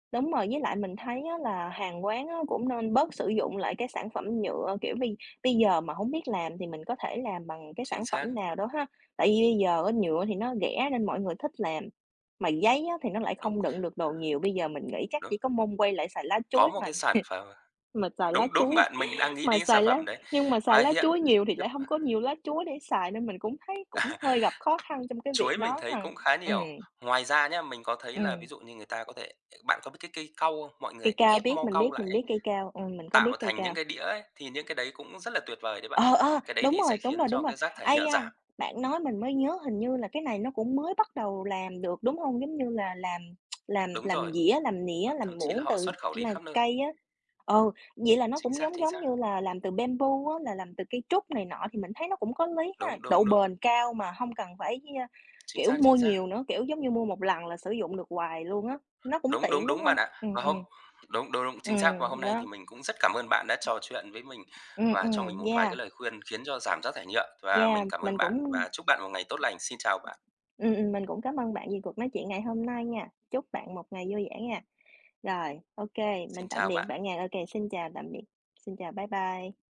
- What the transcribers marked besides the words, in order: other background noise; tapping; chuckle; unintelligible speech; chuckle; tsk; in English: "bamboo"
- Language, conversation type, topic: Vietnamese, unstructured, Bạn nghĩ gì về việc rác thải nhựa đang gây ô nhiễm môi trường?
- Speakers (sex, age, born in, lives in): female, 30-34, United States, United States; male, 30-34, Vietnam, Vietnam